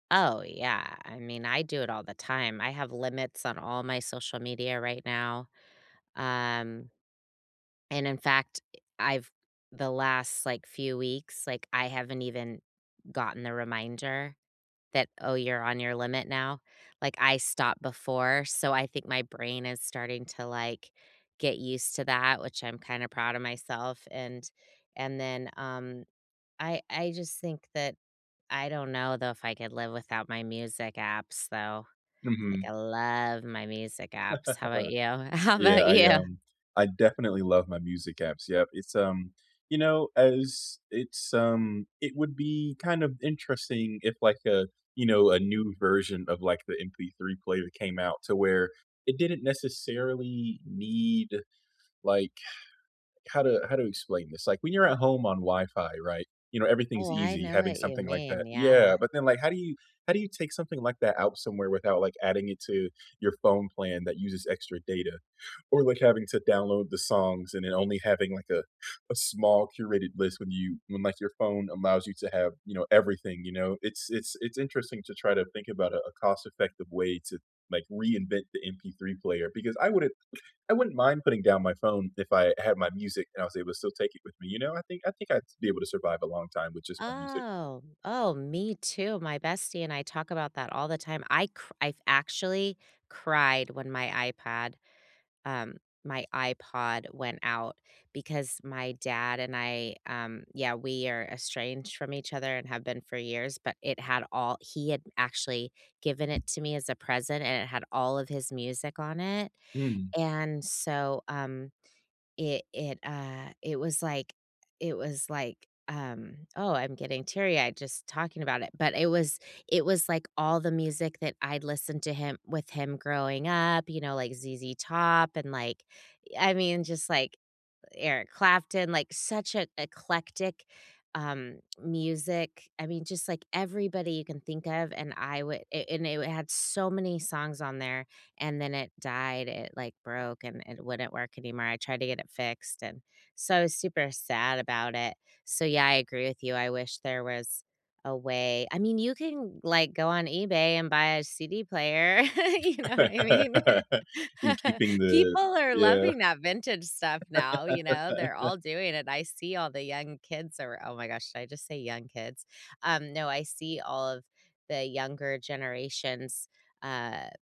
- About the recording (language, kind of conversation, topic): English, unstructured, What technology do you use every day without thinking about it?
- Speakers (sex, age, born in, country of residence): female, 45-49, United States, United States; male, 25-29, United States, United States
- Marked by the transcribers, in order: stressed: "love"; laugh; laughing while speaking: "How about you?"; sigh; drawn out: "Oh"; other background noise; laugh; laughing while speaking: "You know what I mean?"; laugh; laugh